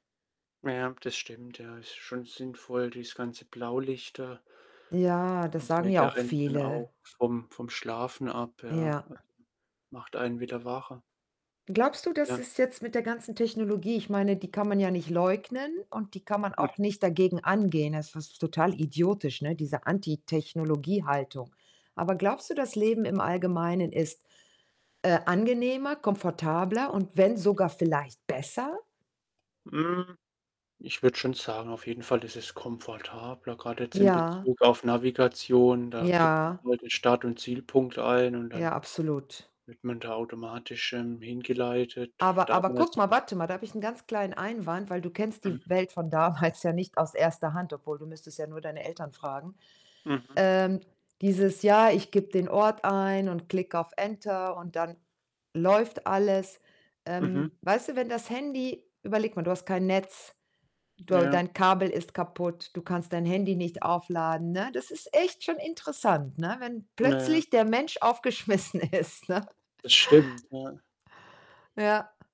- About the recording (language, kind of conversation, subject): German, unstructured, Wie kannst du mithilfe von Technik glücklicher werden?
- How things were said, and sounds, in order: distorted speech; unintelligible speech; snort; other background noise; unintelligible speech; laughing while speaking: "damals"; laughing while speaking: "aufgeschmissen ist, ne?"